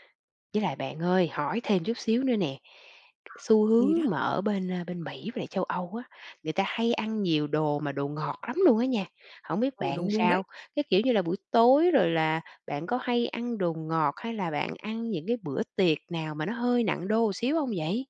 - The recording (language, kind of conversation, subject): Vietnamese, advice, Làm thế nào để khắc phục rối loạn giấc ngủ sau chuyến bay lệch múi giờ?
- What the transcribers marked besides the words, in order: tapping; other background noise